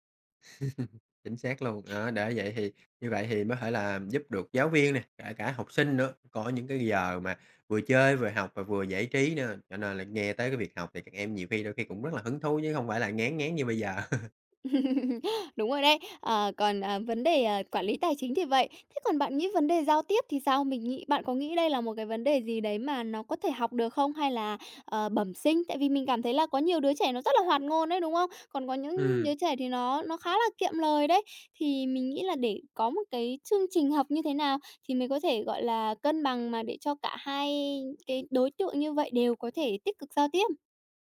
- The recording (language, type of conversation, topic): Vietnamese, podcast, Bạn nghĩ nhà trường nên dạy kỹ năng sống như thế nào?
- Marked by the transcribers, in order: chuckle; tapping; chuckle; laugh